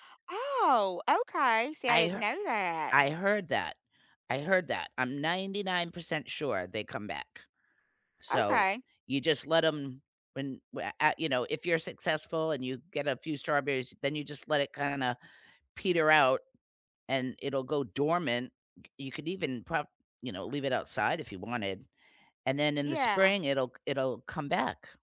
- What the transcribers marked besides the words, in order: other background noise
- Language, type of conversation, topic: English, unstructured, During a busy week, what small moments in nature help you reset, and how do you make space for them?
- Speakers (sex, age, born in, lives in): female, 50-54, United States, United States; female, 60-64, United States, United States